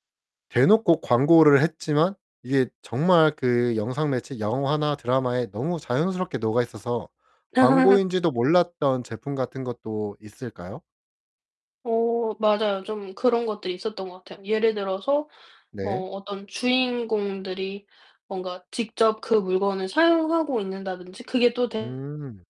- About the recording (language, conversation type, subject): Korean, podcast, PPL이나 광고가 작품의 완성도와 몰입감에 어떤 영향을 미치나요?
- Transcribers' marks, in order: laugh; other background noise; distorted speech